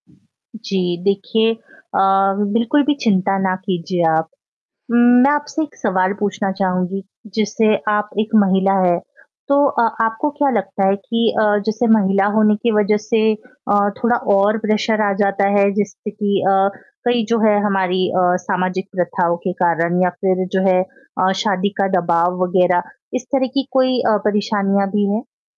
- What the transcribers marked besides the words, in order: static; in English: "प्रेशर"
- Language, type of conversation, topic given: Hindi, advice, थकान और प्रेरणा की कमी के कारण आपका रचनात्मक काम रुक कैसे गया है?
- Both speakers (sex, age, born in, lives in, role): female, 25-29, India, India, advisor; female, 25-29, India, India, user